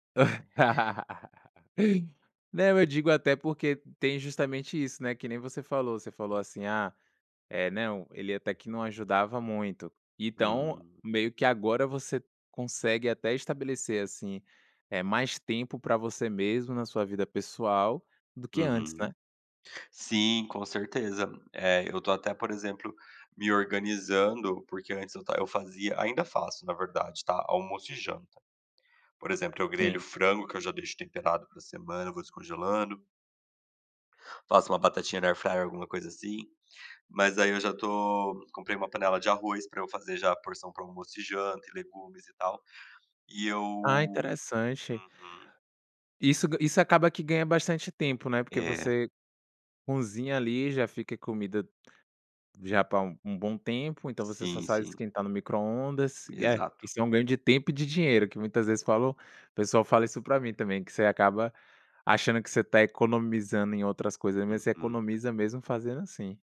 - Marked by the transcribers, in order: laugh; tapping
- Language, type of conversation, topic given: Portuguese, podcast, Como você estabelece limites entre trabalho e vida pessoal em casa?